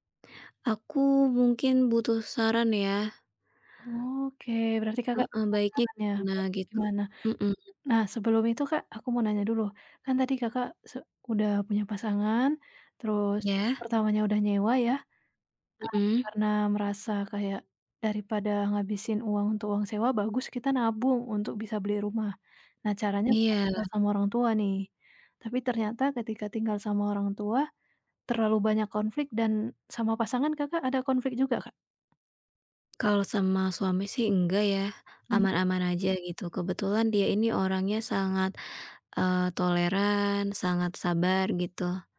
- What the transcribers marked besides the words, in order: other background noise; tapping
- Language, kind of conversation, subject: Indonesian, advice, Haruskah saya membeli rumah pertama atau terus menyewa?